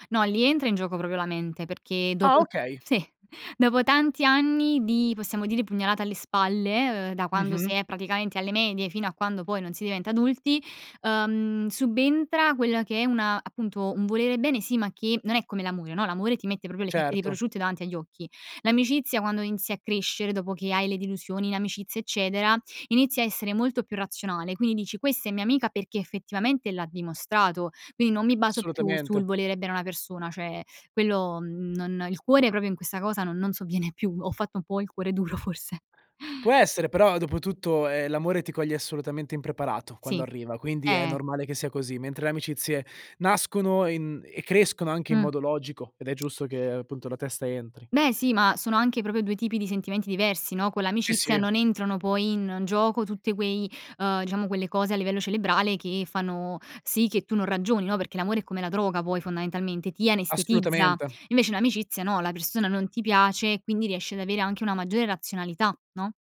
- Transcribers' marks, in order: "proprio" said as "propio"; "proprio" said as "propio"; tapping; "Assolutamente" said as "solutamente"; "proprio" said as "propio"; laughing while speaking: "sovviene"; laughing while speaking: "duro forse"; "proprio" said as "propio"; "cerebrale" said as "celebrale"
- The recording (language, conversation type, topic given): Italian, podcast, Quando è giusto seguire il cuore e quando la testa?
- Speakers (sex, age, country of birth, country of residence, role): female, 20-24, Italy, Italy, guest; male, 25-29, Italy, Italy, host